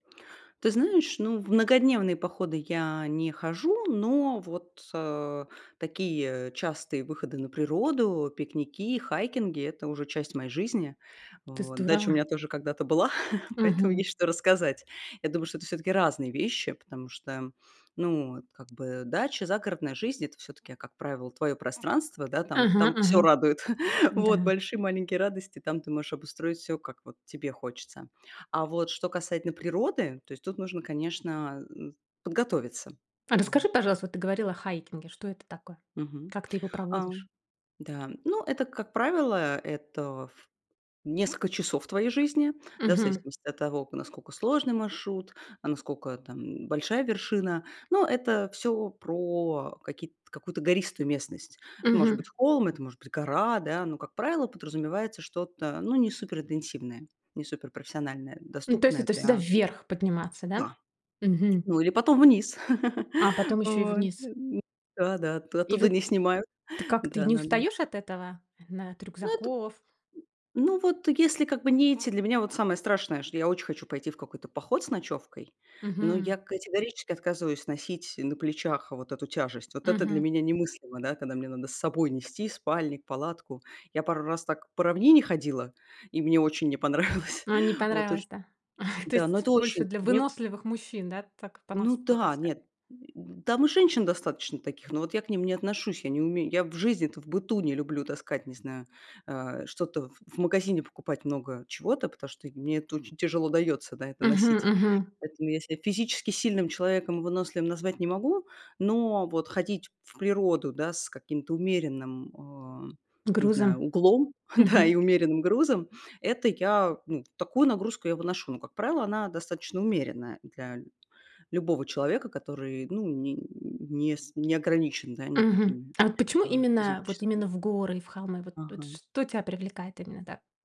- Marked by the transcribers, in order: tapping; chuckle; chuckle; "насколько" said as "наскоко"; "насколько" said as "наскоко"; giggle; laughing while speaking: "понравилось"; chuckle; laughing while speaking: "да"
- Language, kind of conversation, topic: Russian, podcast, Как научиться замечать маленькие радости в походе или на даче?
- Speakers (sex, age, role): female, 35-39, guest; female, 45-49, host